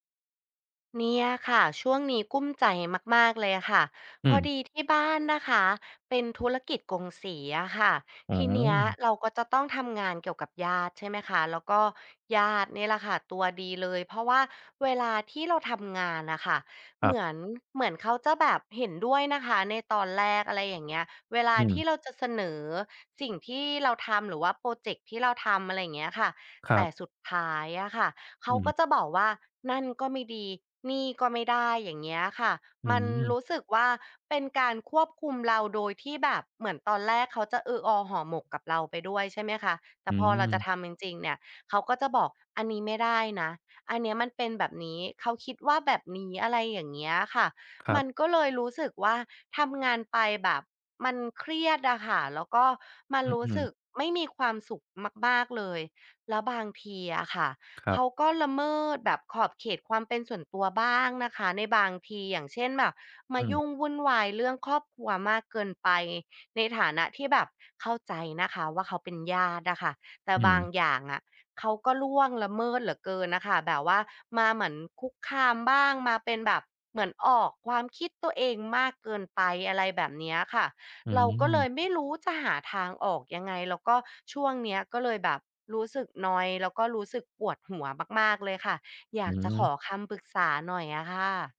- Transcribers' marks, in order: other background noise; tapping
- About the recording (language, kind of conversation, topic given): Thai, advice, คุณควรตั้งขอบเขตและรับมือกับญาติที่ชอบควบคุมและละเมิดขอบเขตอย่างไร?